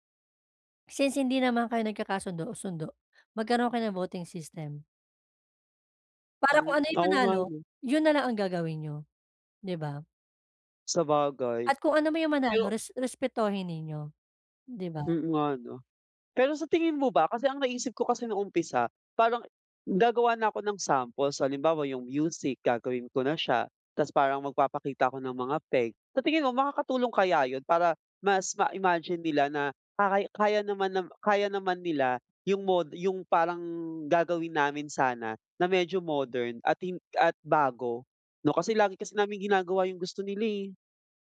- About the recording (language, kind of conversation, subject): Filipino, advice, Paano ko haharapin ang hindi pagkakasundo ng mga interes sa grupo?
- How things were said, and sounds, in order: none